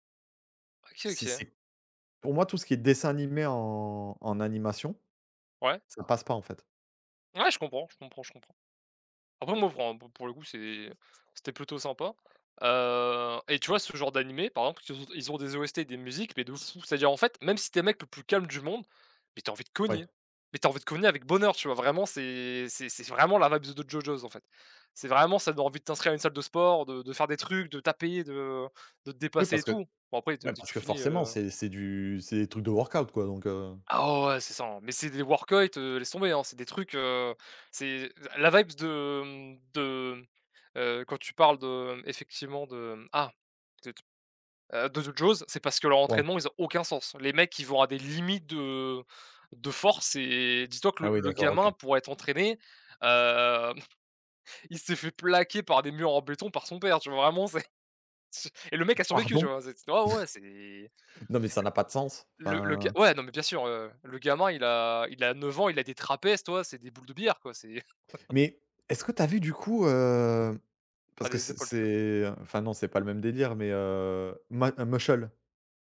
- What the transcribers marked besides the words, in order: other background noise; stressed: "vraiment"; in English: "vibes"; in English: "workout"; in English: "workeuyt"; "work-outs" said as "workeuyt"; in English: "vibes"; chuckle; chuckle; chuckle; chuckle
- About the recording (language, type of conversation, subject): French, unstructured, Comment la musique peut-elle changer ton humeur ?